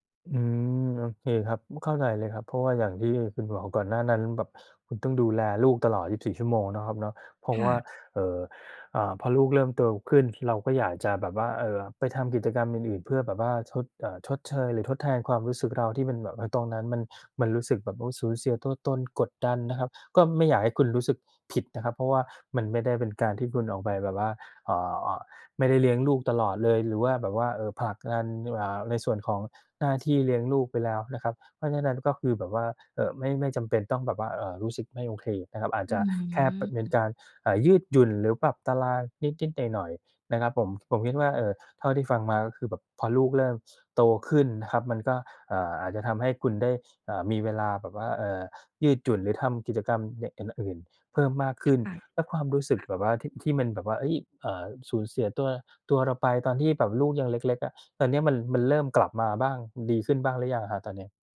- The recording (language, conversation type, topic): Thai, advice, คุณรู้สึกเหมือนสูญเสียความเป็นตัวเองหลังมีลูกหรือแต่งงานไหม?
- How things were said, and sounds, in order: other background noise